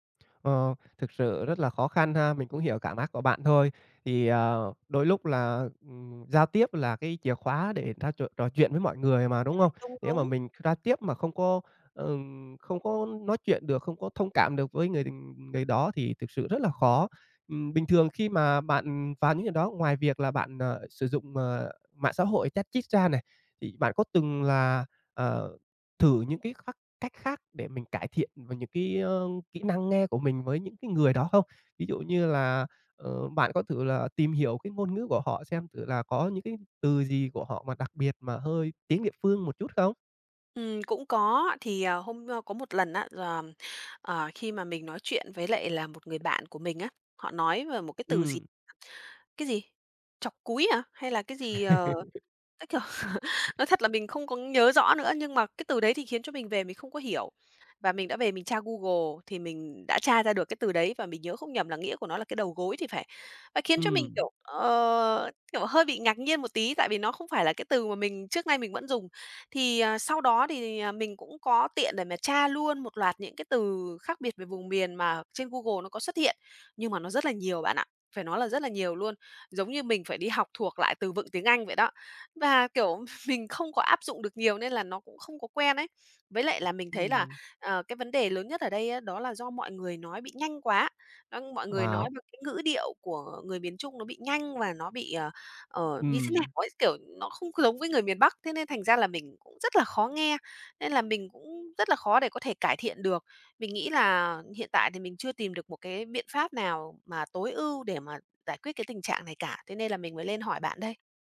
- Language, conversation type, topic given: Vietnamese, advice, Bạn đã từng cảm thấy tự ti thế nào khi rào cản ngôn ngữ cản trở việc giao tiếp hằng ngày?
- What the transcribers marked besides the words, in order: unintelligible speech; "Đúng" said as "đung"; unintelligible speech; laugh; other noise; tapping; laughing while speaking: "mình"